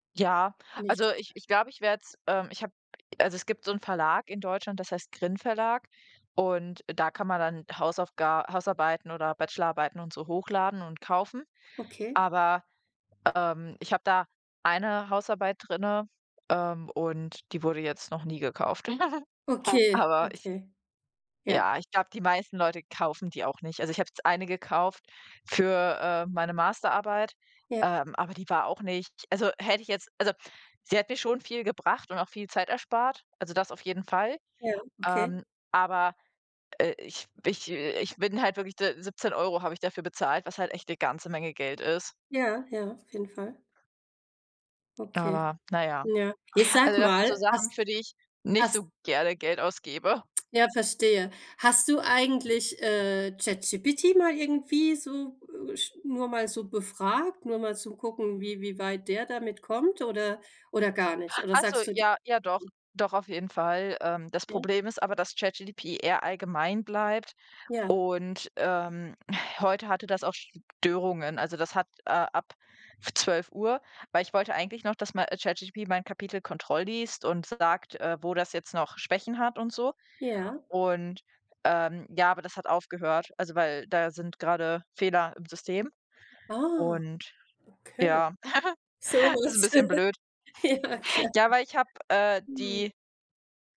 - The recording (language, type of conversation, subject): German, unstructured, Wofür gibst du am liebsten Geld aus, um dich glücklich zu fühlen?
- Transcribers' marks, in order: chuckle; unintelligible speech; "ChatGPT" said as "ChatGDP"; "ChatGPT" said as "ChatGDP"; chuckle; laughing while speaking: "Ja, klar"